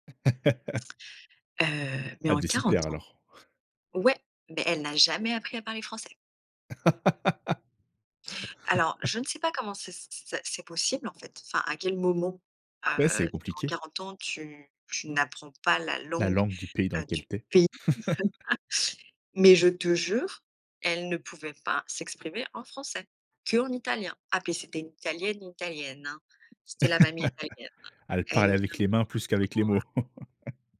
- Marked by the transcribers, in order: chuckle; laugh; chuckle; chuckle; unintelligible speech; chuckle
- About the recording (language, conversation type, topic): French, podcast, Comment trouver de la joie lors d'une balade dans son quartier ?